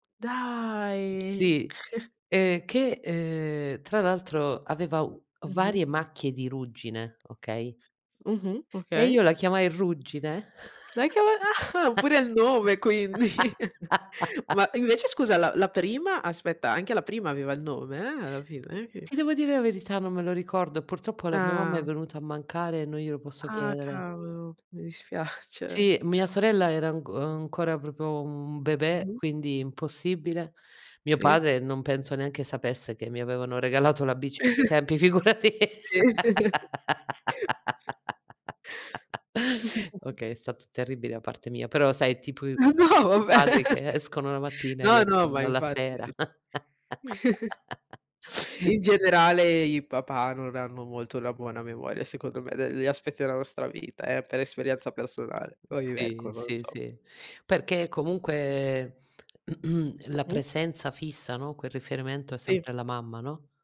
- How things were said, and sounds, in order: tapping; drawn out: "Dai!"; chuckle; drawn out: "ehm"; laughing while speaking: "a ah"; laughing while speaking: "quindi"; chuckle; laugh; other noise; drawn out: "Ah!"; laughing while speaking: "dispiace"; other background noise; chuckle; laugh; chuckle; laughing while speaking: "vabbè"; unintelligible speech; chuckle; chuckle; drawn out: "comunque"; throat clearing
- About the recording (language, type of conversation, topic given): Italian, unstructured, Qual è il ricordo più felice della tua infanzia?